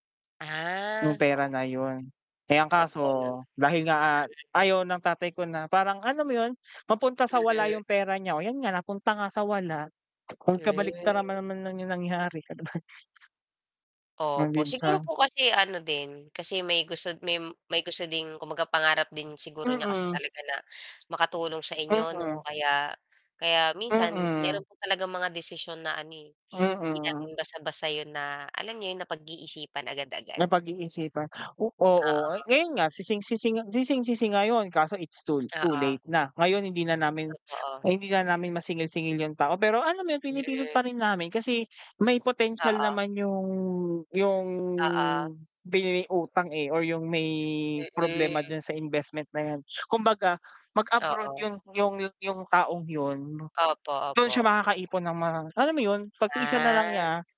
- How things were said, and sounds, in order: other background noise; static; distorted speech; tapping; mechanical hum; unintelligible speech; background speech
- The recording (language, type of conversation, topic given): Filipino, unstructured, Paano mo pinapatibay ang relasyon mo sa pamilya?